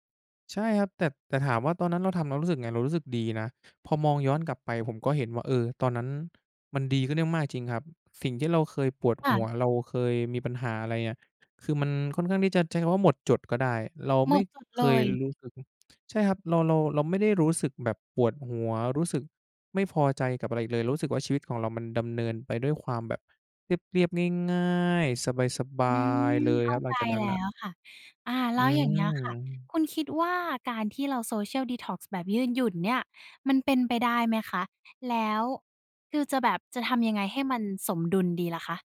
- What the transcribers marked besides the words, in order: "ซึ้ง" said as "ถึ่ง"
- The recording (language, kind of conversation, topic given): Thai, podcast, คุณเคยทำดีท็อกซ์ดิจิทัลไหม แล้วเป็นอย่างไรบ้าง?
- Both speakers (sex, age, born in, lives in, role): female, 20-24, Thailand, Thailand, host; male, 20-24, Thailand, Thailand, guest